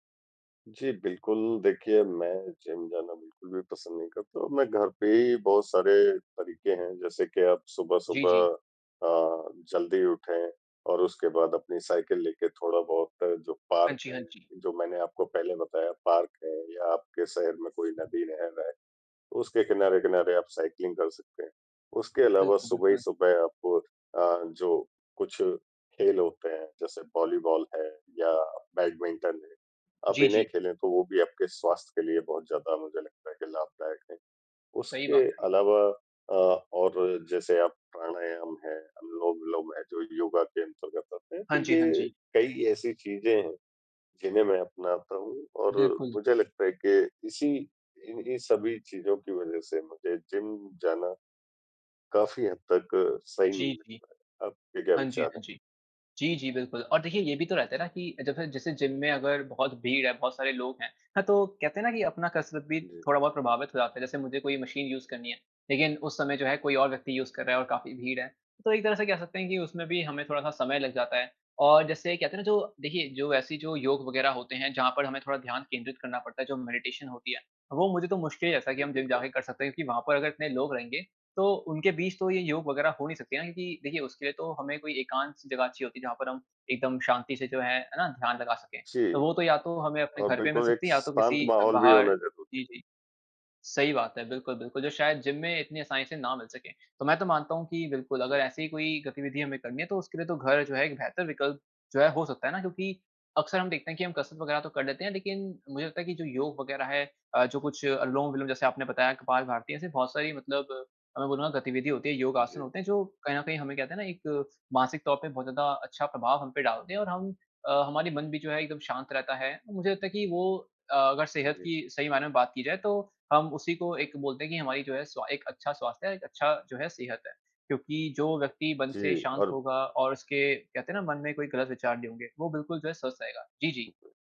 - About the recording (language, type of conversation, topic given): Hindi, unstructured, क्या जिम जाना सच में ज़रूरी है?
- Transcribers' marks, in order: in English: "साइक्लिंग"; in English: "यूज़"; in English: "यूज़"; in English: "मेडिटेशन"